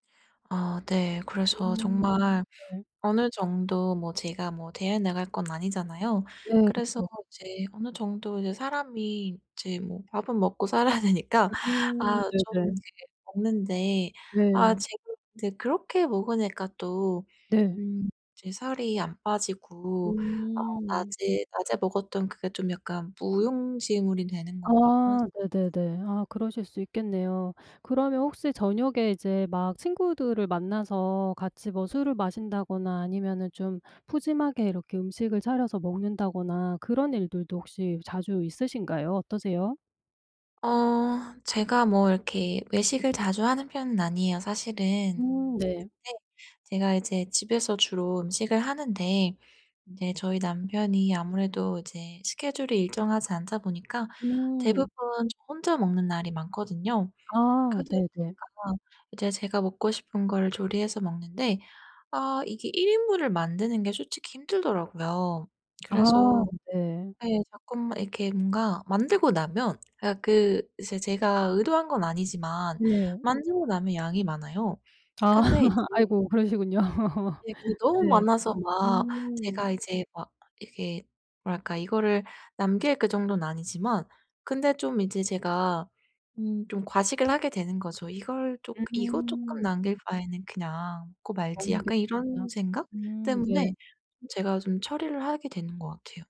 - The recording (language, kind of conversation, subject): Korean, advice, 운동을 해도 체중과 체형 변화가 더뎌서 좌절감이 드는데, 어떻게 하면 좋을까요?
- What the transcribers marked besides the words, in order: other background noise; laughing while speaking: "살아야"; unintelligible speech; laugh; laughing while speaking: "그러시군요"; laugh